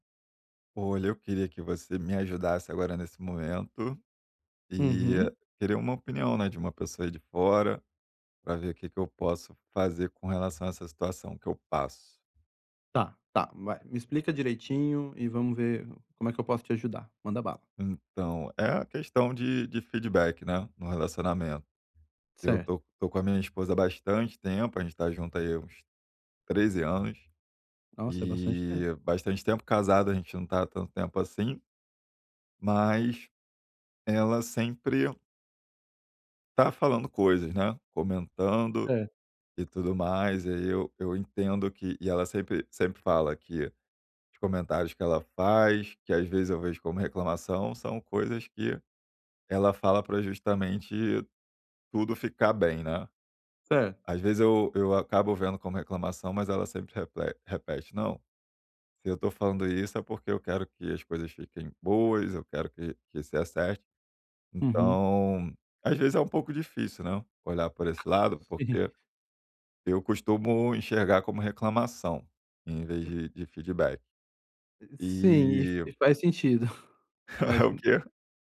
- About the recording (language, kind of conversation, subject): Portuguese, advice, Como posso dar feedback sem magoar alguém e manter a relação?
- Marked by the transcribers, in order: other background noise; laugh